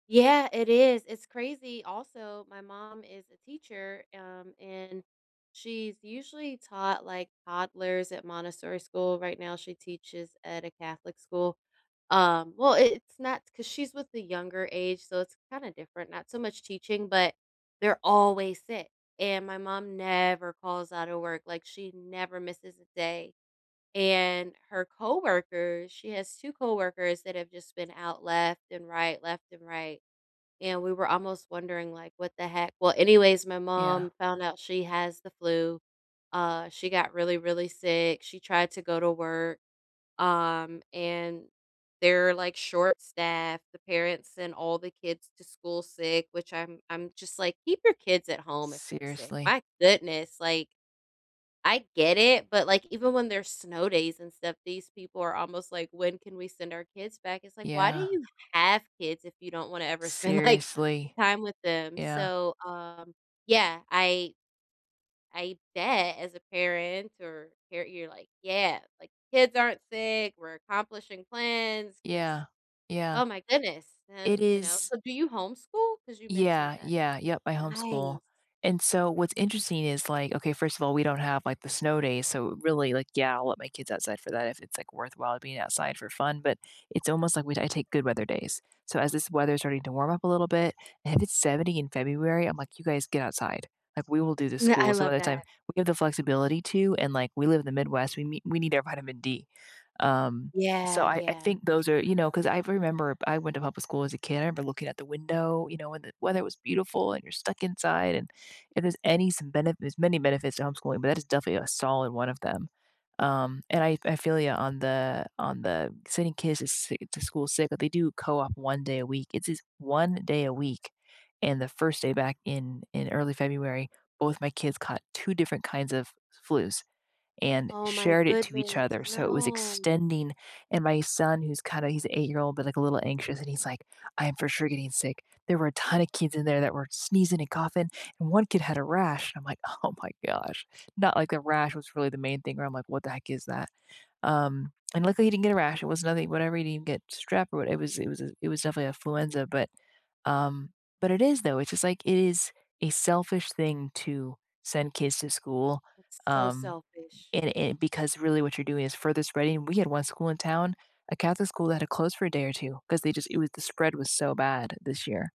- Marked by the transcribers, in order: laughing while speaking: "like"; other background noise
- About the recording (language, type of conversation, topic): English, unstructured, How do you decide between following a strict plan and keeping flexible habits to support your wellbeing?
- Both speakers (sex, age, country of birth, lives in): female, 35-39, United States, United States; female, 40-44, United States, United States